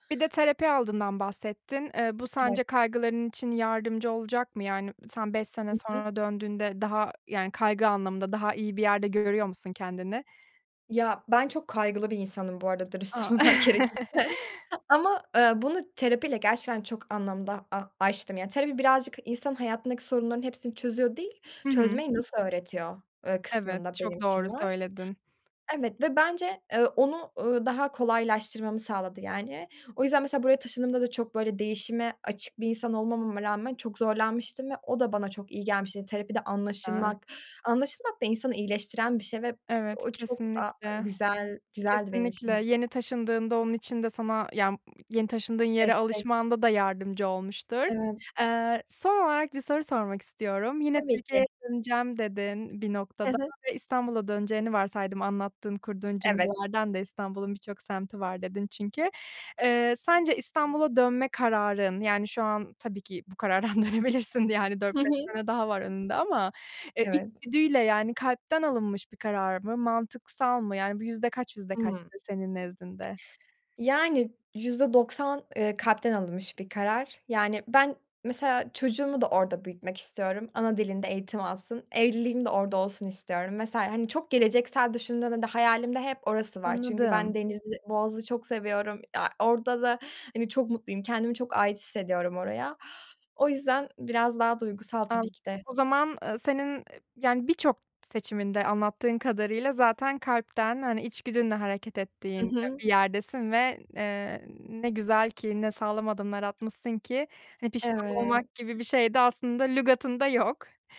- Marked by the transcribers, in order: laughing while speaking: "dürüst olmak gerekirse"; chuckle; other background noise; laughing while speaking: "dönebilirsin yani"; drawn out: "Evet"
- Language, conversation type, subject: Turkish, podcast, Bir karar verirken içgüdüne mi yoksa mantığına mı daha çok güvenirsin?